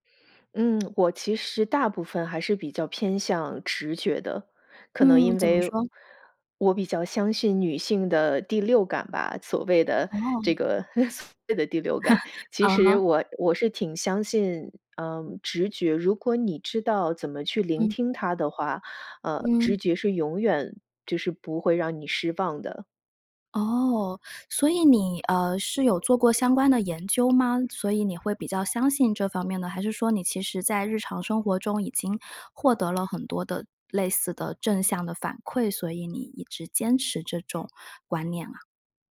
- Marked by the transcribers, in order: other background noise; laugh
- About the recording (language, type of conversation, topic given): Chinese, podcast, 当直觉与逻辑发生冲突时，你会如何做出选择？